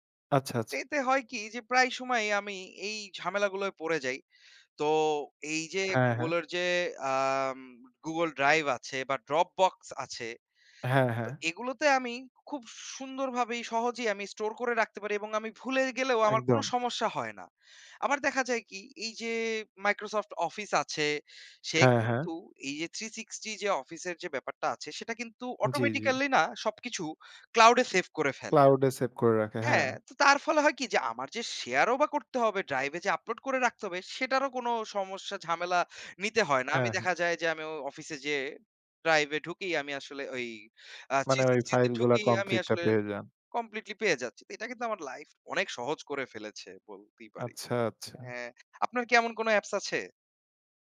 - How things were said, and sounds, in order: none
- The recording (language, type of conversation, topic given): Bengali, unstructured, অ্যাপগুলি আপনার জীবনে কোন কোন কাজ সহজ করেছে?